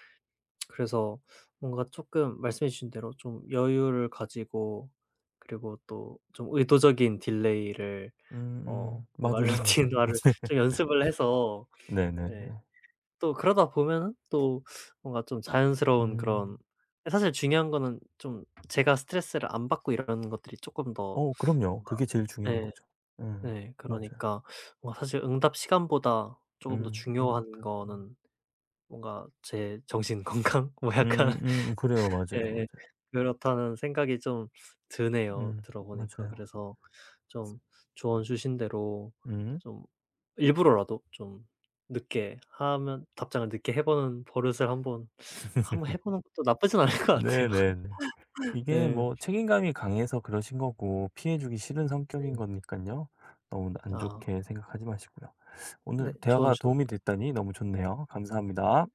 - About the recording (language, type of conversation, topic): Korean, advice, 항상 바로 답해야 한다는 압박감 때문에 쉬지 못하고 힘들 때는 어떻게 하면 좋을까요?
- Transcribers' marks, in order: laughing while speaking: "루틴화를"; laugh; other background noise; tapping; laughing while speaking: "정신 건강 뭐 약간"; laugh; laughing while speaking: "않을 것 같아요"; laugh